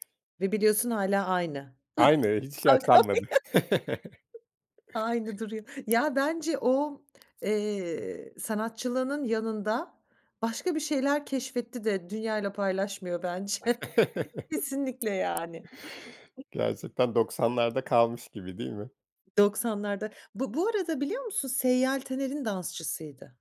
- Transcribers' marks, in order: unintelligible speech; chuckle
- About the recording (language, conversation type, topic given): Turkish, podcast, Nostalji seni en çok hangi döneme götürür ve neden?